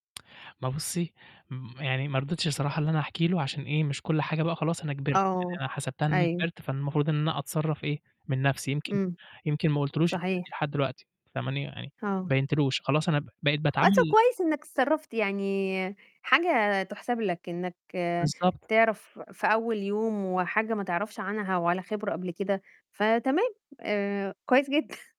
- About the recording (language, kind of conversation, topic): Arabic, podcast, بتلجأ لمين أول ما تتوتر، وليه؟
- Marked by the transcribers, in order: tsk; other background noise; distorted speech; chuckle